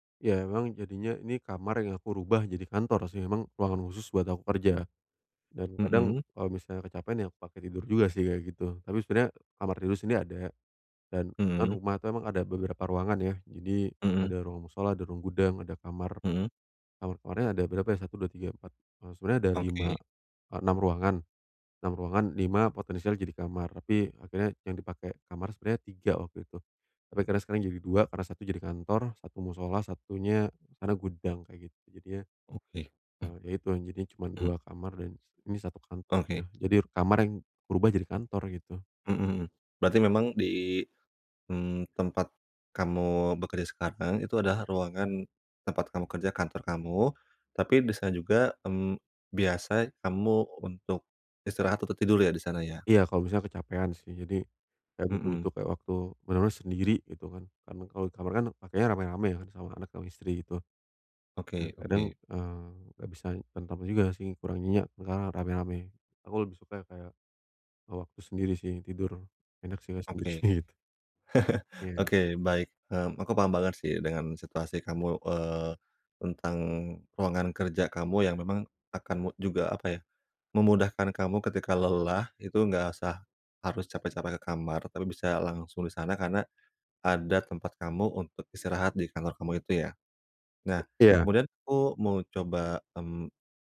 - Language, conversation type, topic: Indonesian, advice, Bagaimana cara mengubah pemandangan dan suasana kerja untuk memicu ide baru?
- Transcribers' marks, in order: laughing while speaking: "sendiri"; chuckle